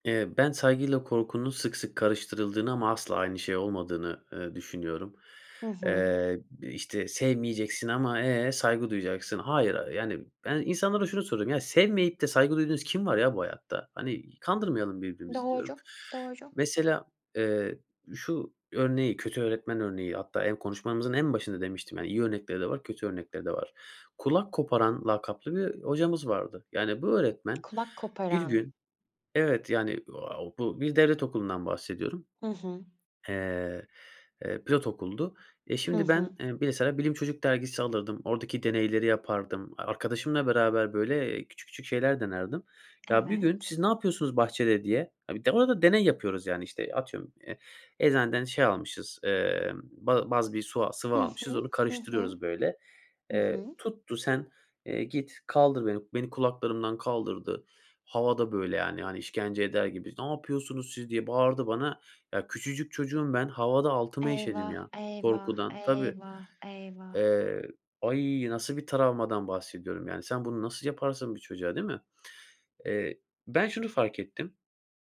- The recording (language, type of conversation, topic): Turkish, podcast, Hayatını en çok etkileyen öğretmenini anlatır mısın?
- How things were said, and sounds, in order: put-on voice: "Napıyorsunuz siz"